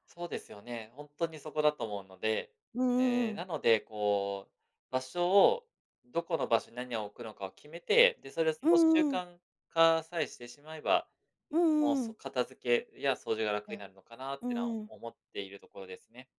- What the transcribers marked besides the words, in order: none
- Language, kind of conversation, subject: Japanese, advice, 家事や片付けを習慣化して、部屋を整えるにはどうすればよいですか？